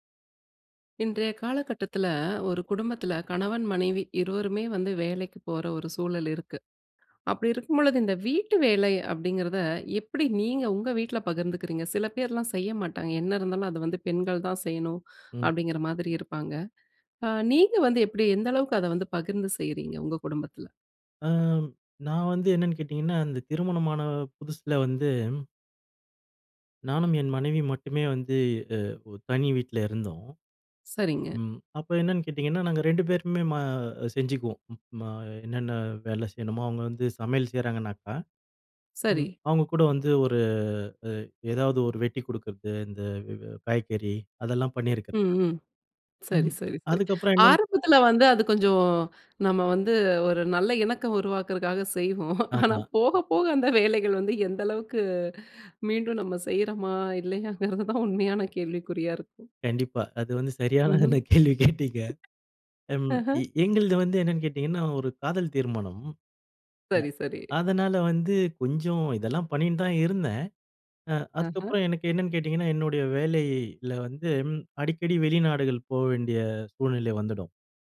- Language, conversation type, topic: Tamil, podcast, வீட்டு வேலைகளை நீங்கள் எந்த முறையில் பகிர்ந்து கொள்கிறீர்கள்?
- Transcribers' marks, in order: other noise; inhale; tapping; other background noise; inhale; laughing while speaking: "செய்வோம். ஆனா போக போக அந்த … உண்மையான கேள்விக்குறியா இருக்கும்"; laughing while speaking: "அந்த கேள்வி கேட்டீங்க"